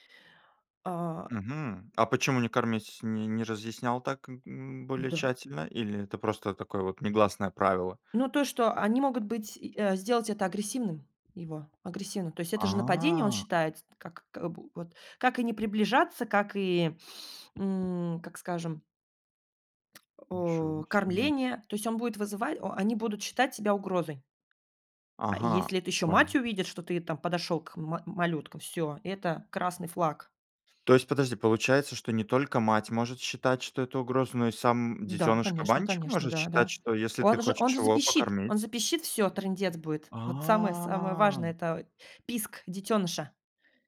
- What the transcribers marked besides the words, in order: drawn out: "А"; other noise; drawn out: "А"
- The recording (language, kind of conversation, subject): Russian, podcast, Что важно знать о диких животных при встрече с ними?